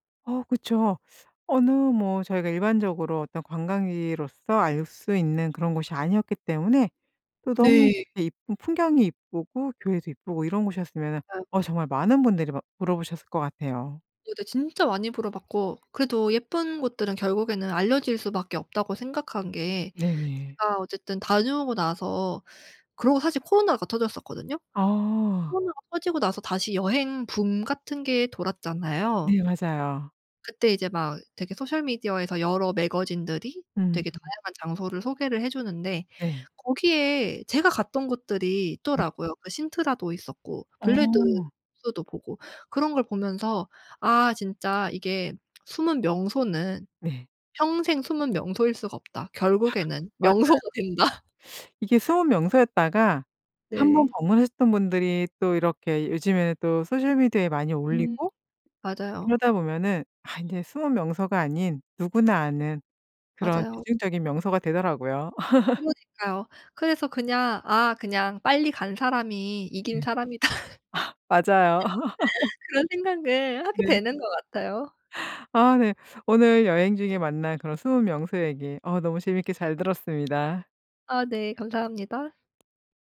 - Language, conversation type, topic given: Korean, podcast, 여행 중 우연히 발견한 숨은 명소에 대해 들려주실 수 있나요?
- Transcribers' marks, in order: teeth sucking; tapping; in English: "소셜미디어에서"; other background noise; in English: "매거진들이"; laughing while speaking: "명소가 된다"; teeth sucking; laugh; in English: "소셜미디어에"; laugh; laugh